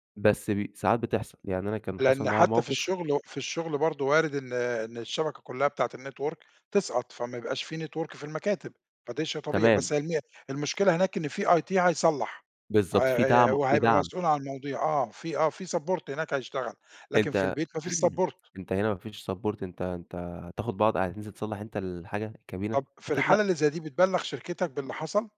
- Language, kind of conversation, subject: Arabic, podcast, إيه تجربتك في الشغل من البيت، وإيه إيجابياته وسلبياته؟
- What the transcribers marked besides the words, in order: in English: "الNetwork"; in English: "Network"; in English: "IT"; in English: "Support"; throat clearing; in English: "Support"; in English: "Support"